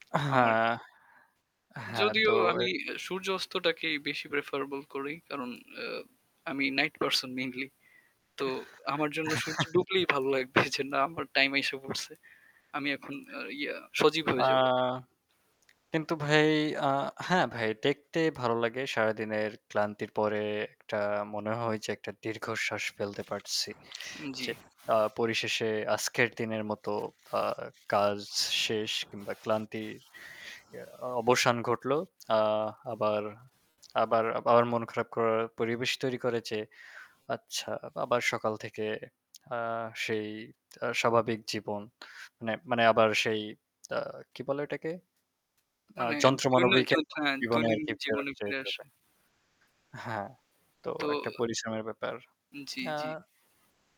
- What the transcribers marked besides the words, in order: static; tapping; chuckle; other background noise; lip smack
- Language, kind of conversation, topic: Bengali, unstructured, আপনি পাহাড়ে বেড়াতে যাওয়া নাকি সমুদ্রে বেড়াতে যাওয়া—কোনটি বেছে নেবেন?